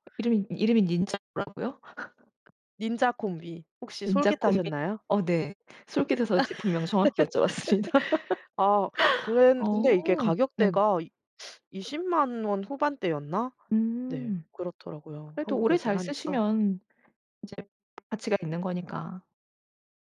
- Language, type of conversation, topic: Korean, podcast, 식사 준비 시간을 어떻게 줄일 수 있을까요?
- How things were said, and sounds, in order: tapping; laugh; laugh; laughing while speaking: "여쭤봤습니다"; laugh; other background noise